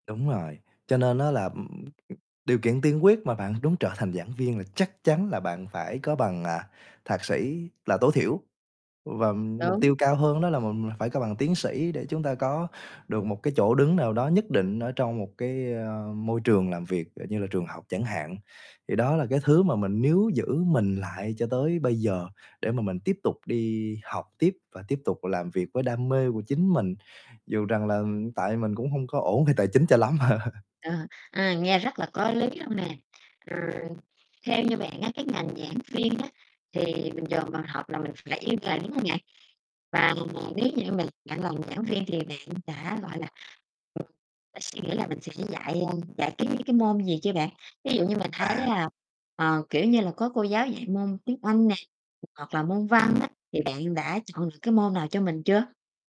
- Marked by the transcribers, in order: other noise; tapping; distorted speech; laughing while speaking: "về"; laugh; unintelligible speech; unintelligible speech; other background noise; unintelligible speech
- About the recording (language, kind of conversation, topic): Vietnamese, podcast, Sau khi tốt nghiệp, bạn chọn học tiếp hay đi làm ngay?